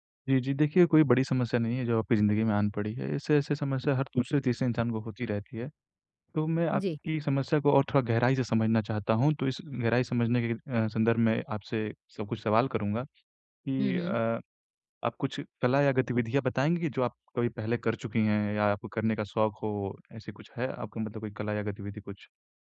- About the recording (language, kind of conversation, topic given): Hindi, advice, कला के ज़रिए मैं अपनी भावनाओं को कैसे समझ और व्यक्त कर सकता/सकती हूँ?
- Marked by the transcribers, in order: tapping; other noise